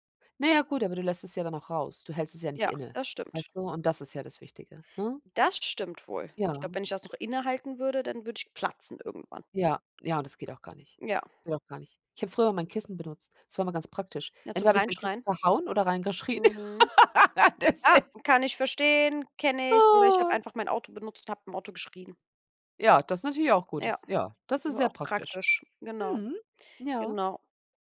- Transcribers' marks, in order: laugh; laughing while speaking: "Das echt"; put-on voice: "Oh"
- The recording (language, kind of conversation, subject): German, unstructured, Was tust du, wenn dich jemand absichtlich provoziert?